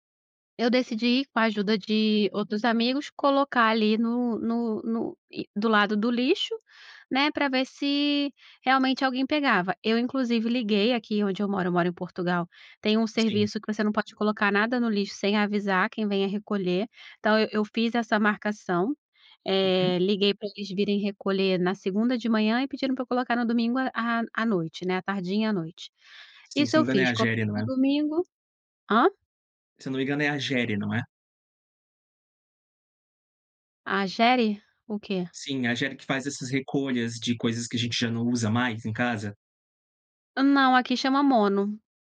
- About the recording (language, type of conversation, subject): Portuguese, podcast, Como você evita acumular coisas desnecessárias em casa?
- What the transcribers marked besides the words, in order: stressed: "GERE"